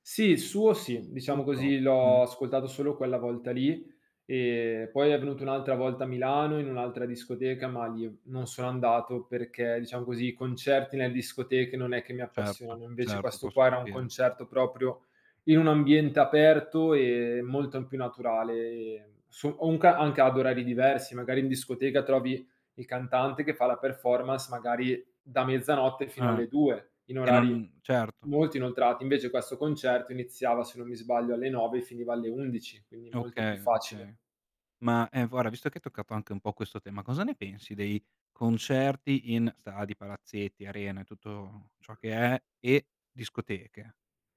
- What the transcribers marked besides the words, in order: "guarda" said as "guara"; other background noise
- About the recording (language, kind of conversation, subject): Italian, podcast, Qual è stato il primo concerto a cui sei andato?
- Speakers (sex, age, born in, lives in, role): male, 25-29, Italy, Italy, guest; male, 25-29, Italy, Italy, host